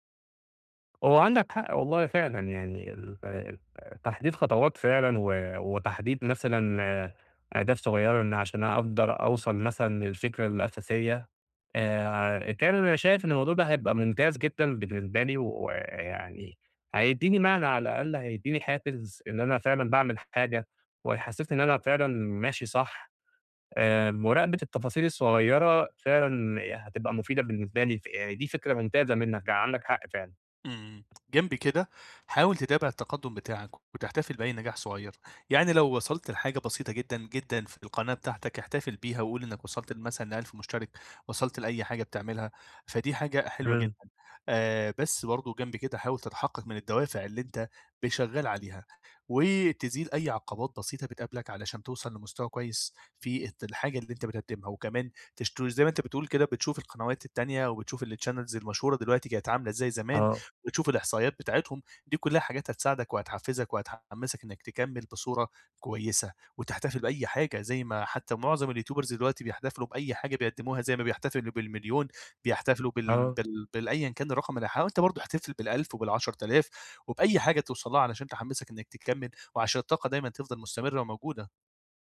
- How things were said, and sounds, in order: tapping; unintelligible speech; in English: "الchannels"; in English: "اليوتيوبرز"; other background noise
- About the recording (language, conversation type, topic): Arabic, advice, إزاي أفضل متحفّز وأحافظ على الاستمرارية في أهدافي اليومية؟